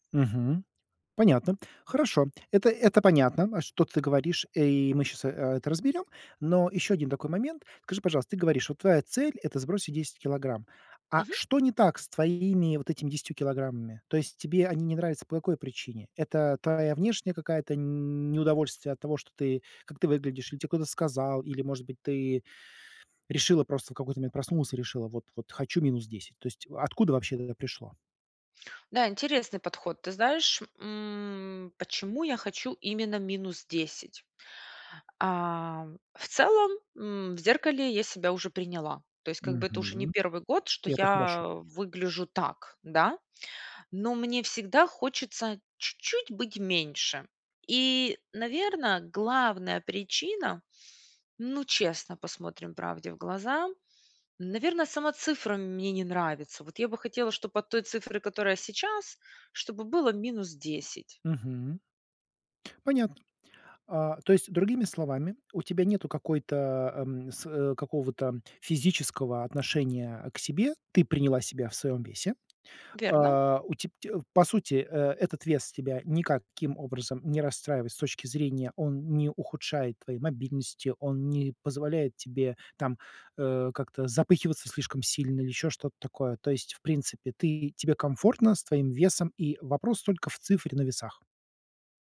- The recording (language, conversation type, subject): Russian, advice, Как поставить реалистичную и достижимую цель на год, чтобы не терять мотивацию?
- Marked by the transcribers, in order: none